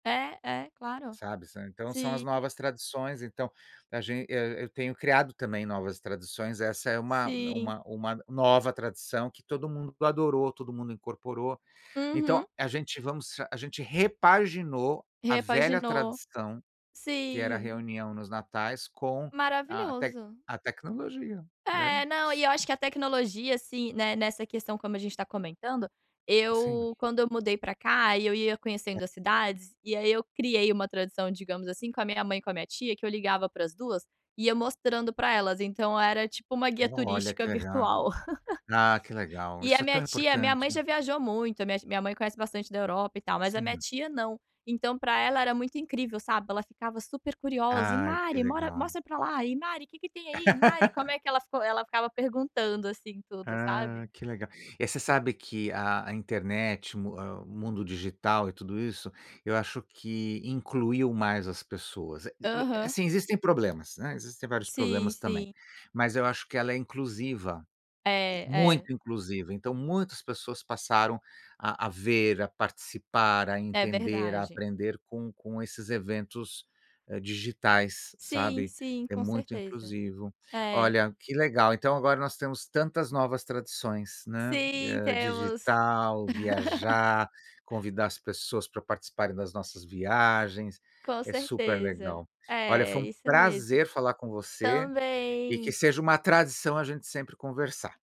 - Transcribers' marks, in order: laugh; laugh; tapping; laugh; drawn out: "Também"
- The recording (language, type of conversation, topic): Portuguese, unstructured, Qual tradição familiar você considera mais especial?